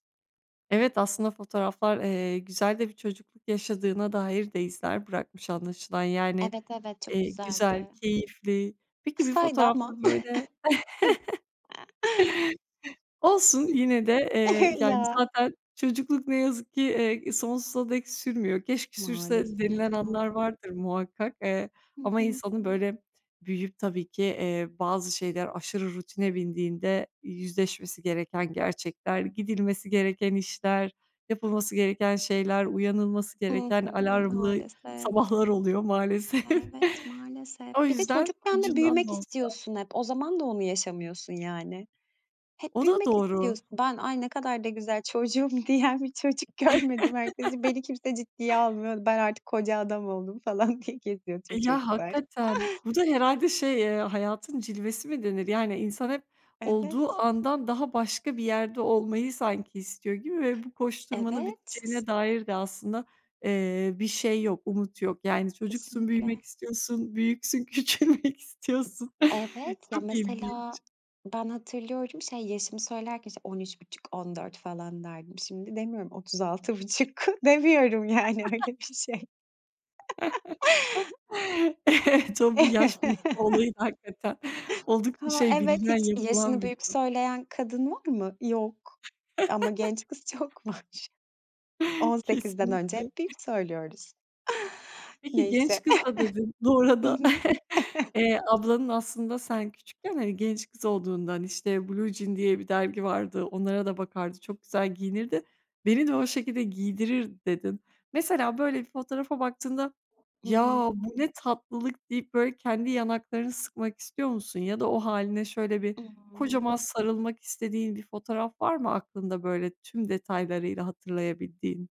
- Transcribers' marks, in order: chuckle; other noise; chuckle; chuckle; other background noise; tapping; laughing while speaking: "maalesef"; laughing while speaking: "çocuğum"; laughing while speaking: "çocuk görmedim"; chuckle; laughing while speaking: "falan diye"; laughing while speaking: "küçülmek istiyorsun"; laughing while speaking: "Demiyorum, yani, öyle bir şey"; laugh; chuckle; laughing while speaking: "Evet"; chuckle; chuckle; chuckle; laughing while speaking: "çok var"; chuckle; chuckle
- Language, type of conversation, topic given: Turkish, podcast, Aile fotoğrafları sende hangi duyguları uyandırıyor ve neden?